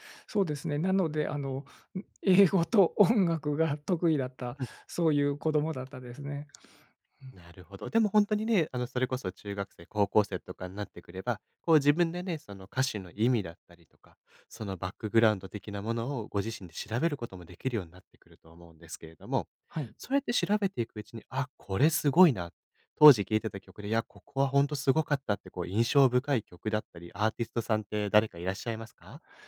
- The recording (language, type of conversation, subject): Japanese, podcast, 子どもの頃の音楽体験は今の音楽の好みに影響しますか？
- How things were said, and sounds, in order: laughing while speaking: "英語と音楽が得意だった"; in English: "バックグラウンド"